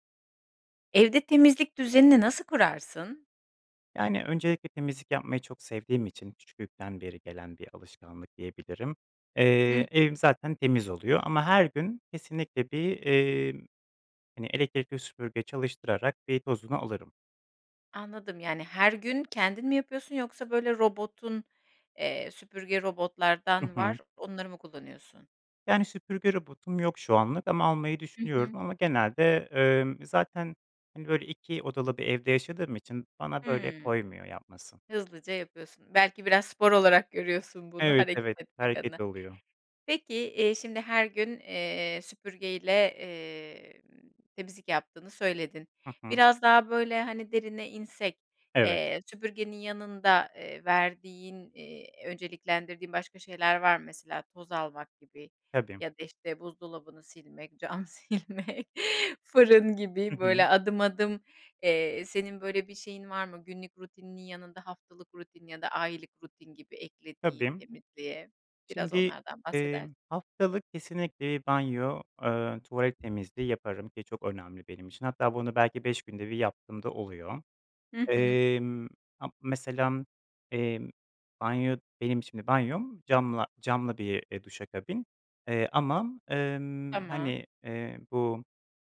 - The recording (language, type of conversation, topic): Turkish, podcast, Evde temizlik düzenini nasıl kurarsın?
- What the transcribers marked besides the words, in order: tapping; laughing while speaking: "cam silmek, fırın gibi"; other background noise